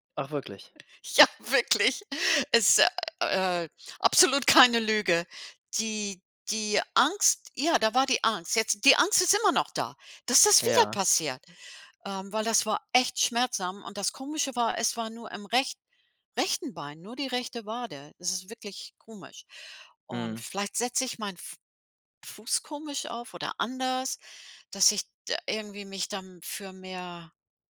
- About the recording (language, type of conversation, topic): German, advice, Wie kann ich mit der Angst umgehen, mich beim Training zu verletzen?
- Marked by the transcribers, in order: laughing while speaking: "Ja, wirklich"; laughing while speaking: "absolut"